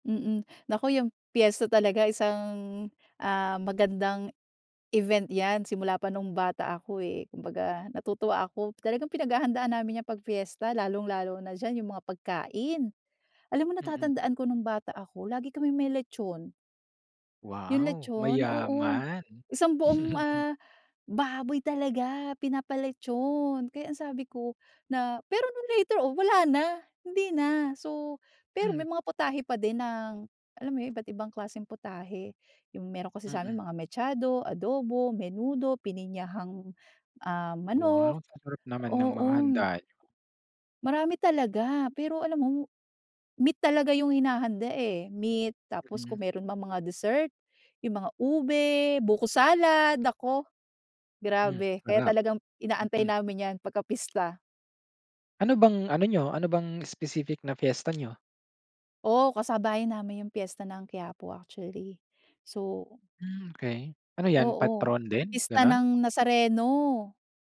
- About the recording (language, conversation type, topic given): Filipino, podcast, Ano ang mga karaniwang inihahain at pinagsasaluhan tuwing pista sa inyo?
- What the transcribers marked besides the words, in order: tapping; stressed: "pagkain"; chuckle; in English: "specific"